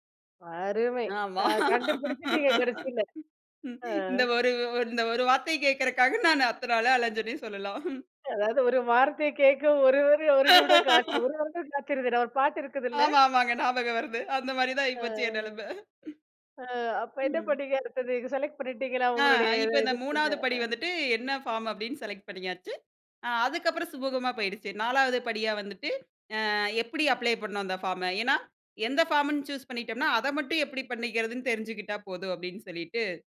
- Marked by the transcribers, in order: laugh; laugh; laughing while speaking: "ஆமா, ஆமாங்க. ஞாபகம் வருது. அந்த மாதிரி தான் ஆயிப்போச்சு என் நெலமை"; in English: "செலக்ட்"; unintelligible speech; in English: "ஃபார்ம்"; in English: "செலக்ட்"; in English: "ஃபார்ம்ன்னு சூஸ்"
- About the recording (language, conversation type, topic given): Tamil, podcast, ஒரு பெரிய பணியை சிறு படிகளாக எப்படி பிரிக்கிறீர்கள்?